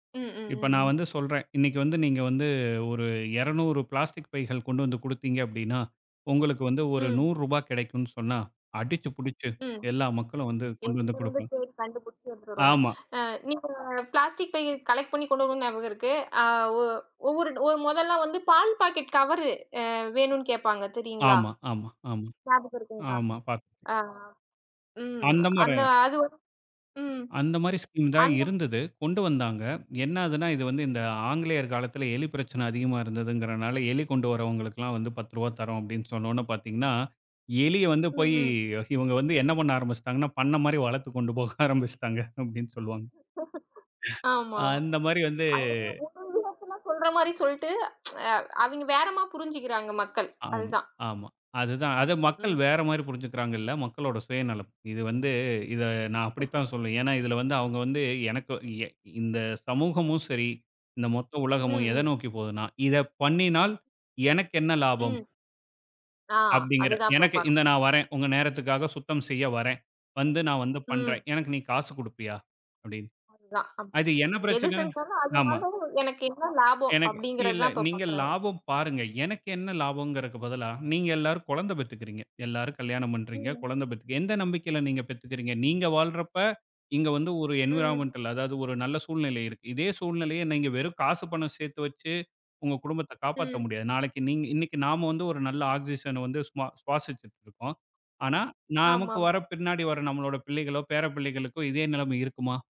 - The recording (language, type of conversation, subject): Tamil, podcast, பிளாஸ்டிக் மாசுபாடு பற்றி நீங்கள் என்ன நினைக்கிறீர்கள்?
- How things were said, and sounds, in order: in English: "கலெக்ட்"; in English: "ஸ்கீம்"; laughing while speaking: "கொண்டு போக ஆரம்பிச்சுட்டாங்க"; laugh; tapping; tsk; other noise; in English: "என்விரான்மென்டல்"